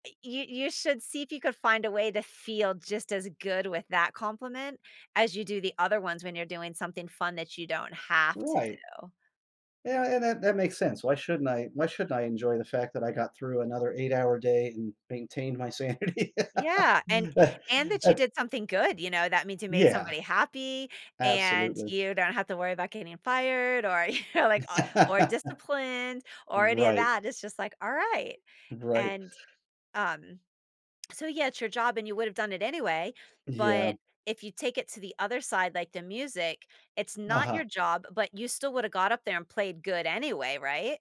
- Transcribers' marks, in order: laughing while speaking: "sanity?"; laugh; laugh; laughing while speaking: "you know, like"
- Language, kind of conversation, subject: English, advice, How can I accept a compliment?
- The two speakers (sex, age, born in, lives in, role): female, 50-54, United States, United States, advisor; male, 55-59, United States, United States, user